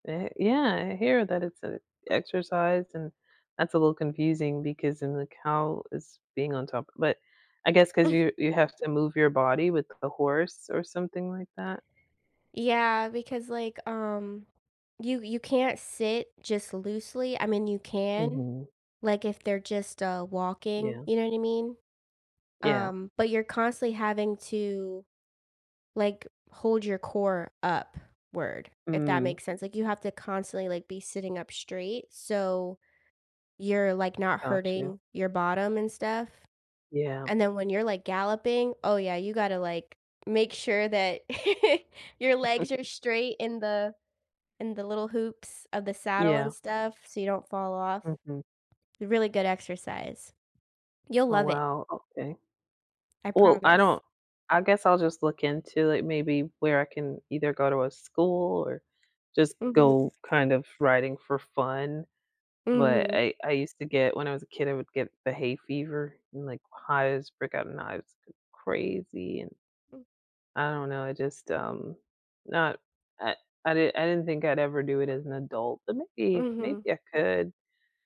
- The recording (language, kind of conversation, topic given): English, unstructured, How do city and countryside lifestyles shape our happiness and sense of community?
- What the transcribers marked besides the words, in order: chuckle; tapping; other background noise; chuckle